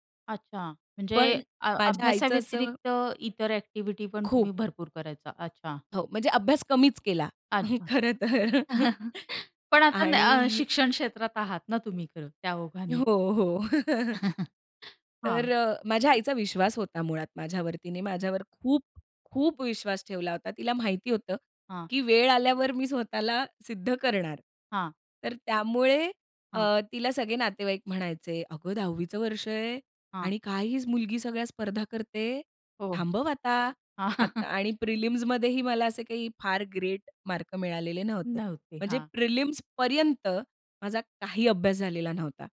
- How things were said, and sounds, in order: other background noise; tapping; chuckle; chuckle; chuckle; in English: "प्रिलिम्समध्येही"; chuckle; in English: "प्रिलिम्सपर्यंत"
- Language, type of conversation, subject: Marathi, podcast, पालकांच्या करिअरविषयक अपेक्षा मुलांच्या करिअर निवडीवर कसा परिणाम करतात?